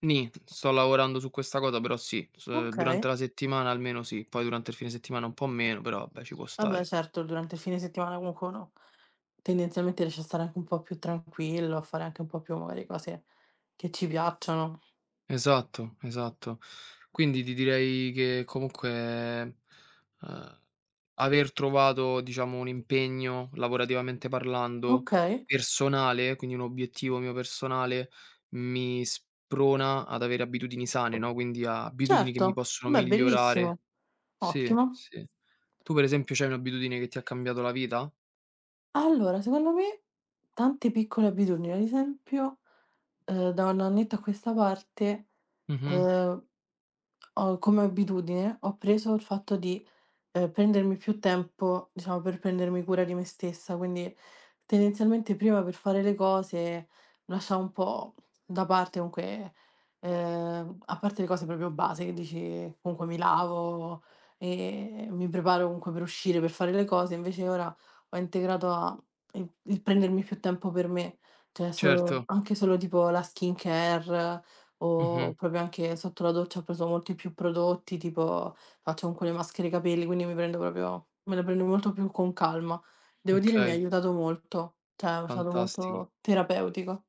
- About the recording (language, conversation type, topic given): Italian, unstructured, Qual è l’abitudine quotidiana che ti ha cambiato la vita?
- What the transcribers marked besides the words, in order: tapping; bird; "vabbè" said as "abbè"; "Vabbè" said as "abbè"; drawn out: "comunque"; other background noise; "proprio" said as "popio"; drawn out: "e"; "cioè" said as "ceh"; "proprio" said as "popio"; "proprio" said as "popio"; "cioè" said as "ceh"